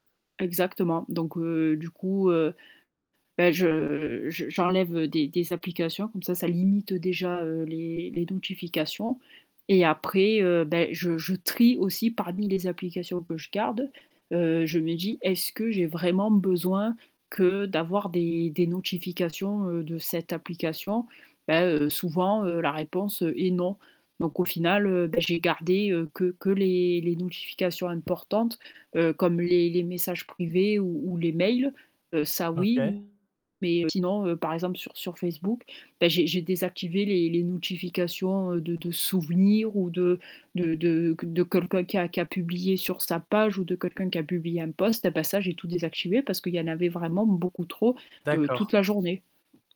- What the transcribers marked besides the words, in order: static; stressed: "limite"; stressed: "trie"; distorted speech; tapping; stressed: "souvenirs"
- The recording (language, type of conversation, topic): French, podcast, Comment limiter les notifications envahissantes au quotidien ?